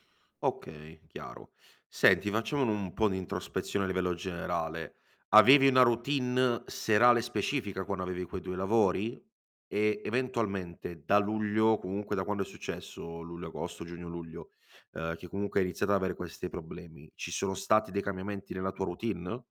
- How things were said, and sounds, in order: other background noise
- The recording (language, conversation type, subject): Italian, advice, Come posso dormire meglio quando la notte mi assalgono pensieri ansiosi?